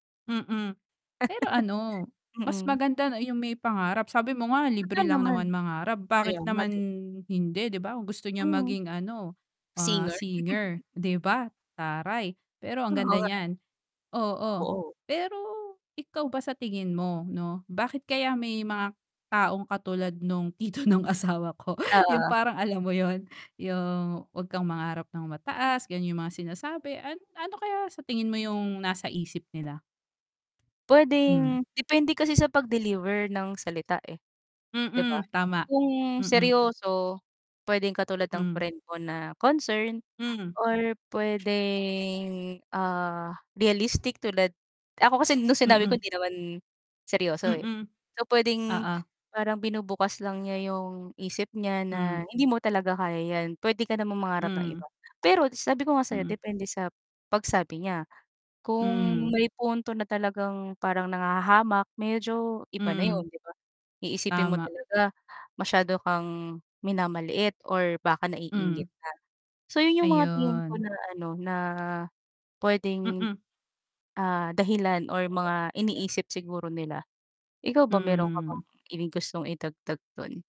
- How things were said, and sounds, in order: laugh; static; distorted speech; chuckle; other background noise; laughing while speaking: "tito no'ng asawa ko"; tapping
- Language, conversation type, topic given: Filipino, unstructured, Ano ang masasabi mo sa mga taong nagsasabing huwag kang mangarap nang mataas?